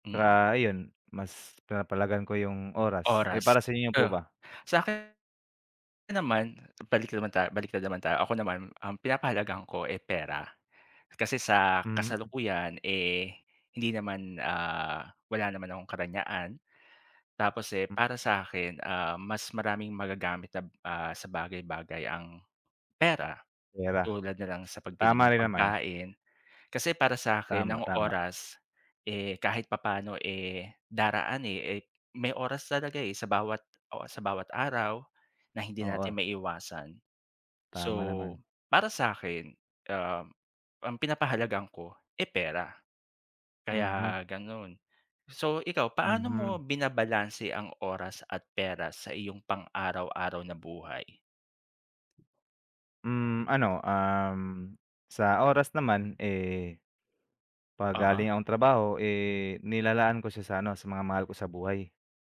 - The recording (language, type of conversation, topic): Filipino, unstructured, Alin ang mas pinapahalagahan mo, ang oras o ang pera?
- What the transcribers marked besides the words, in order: none